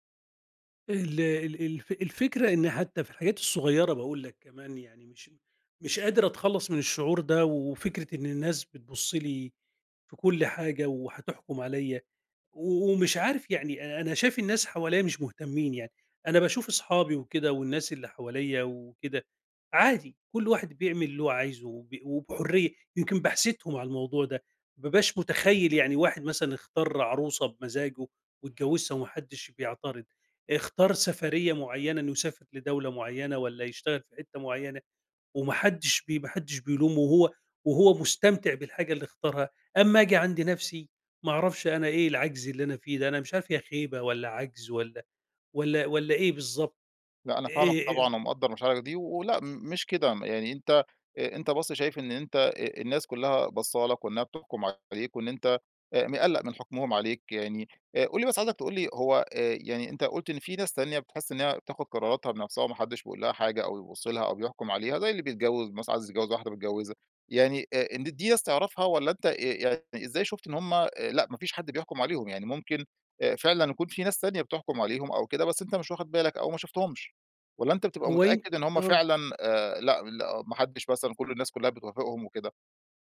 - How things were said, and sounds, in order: tapping
- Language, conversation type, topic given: Arabic, advice, إزاي أتعامل مع قلقي من إن الناس تحكم على اختياراتي الشخصية؟